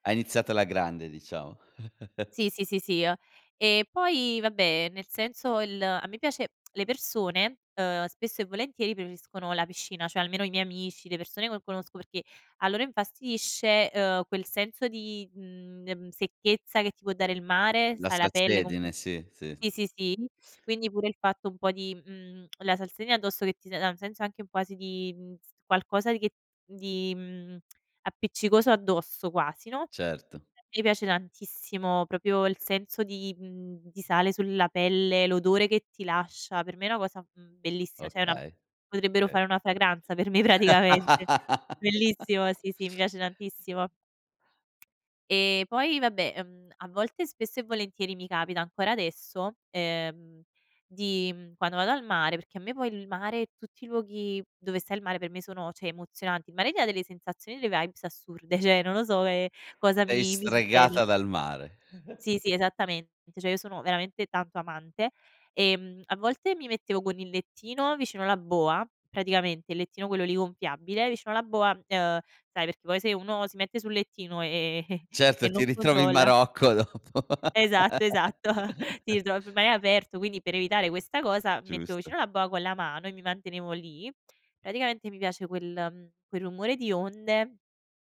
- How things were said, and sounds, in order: chuckle; "sì" said as "sie"; tongue click; "che" said as "cue"; "comunque" said as "comque"; tongue click; "dà" said as "za"; tongue click; "proprio" said as "propio"; "cioè" said as "ceh"; "Okay" said as "chei"; laughing while speaking: "per me, praticamente"; laugh; other background noise; "vado" said as "ado"; "cioè" said as "ceh"; "ti dà" said as "tià"; "delle vibes" said as "eleaibs"; chuckle; "cioè" said as "ceh"; chuckle; "Cioè" said as "ceh"; chuckle; chuckle; unintelligible speech; laughing while speaking: "dopo"; laugh
- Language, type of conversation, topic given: Italian, podcast, Qual è un luogo naturale che ti ha davvero emozionato?